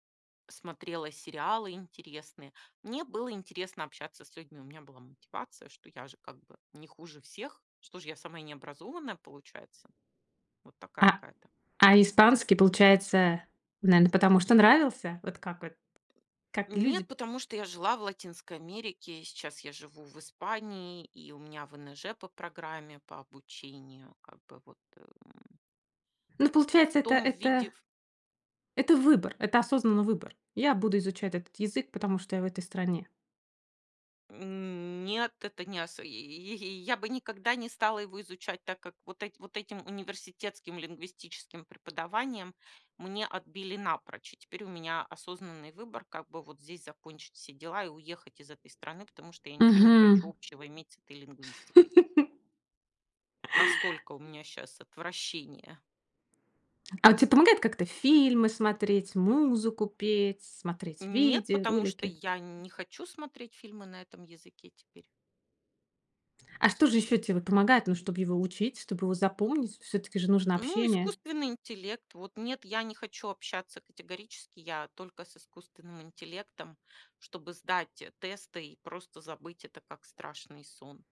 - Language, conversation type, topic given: Russian, podcast, Как, по-твоему, эффективнее всего учить язык?
- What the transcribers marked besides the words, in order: chuckle